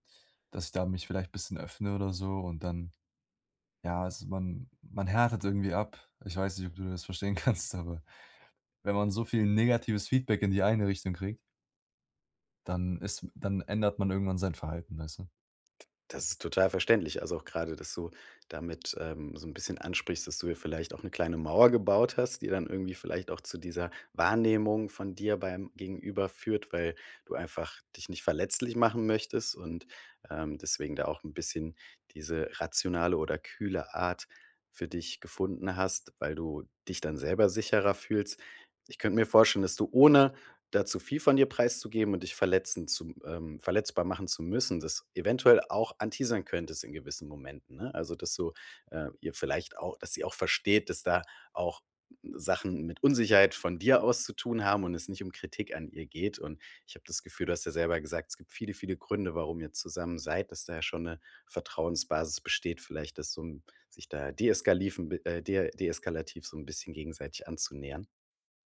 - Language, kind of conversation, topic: German, advice, Wie kann ich während eines Streits in meiner Beziehung gesunde Grenzen setzen und dabei respektvoll bleiben?
- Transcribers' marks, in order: laughing while speaking: "kannst"; in English: "anteasern"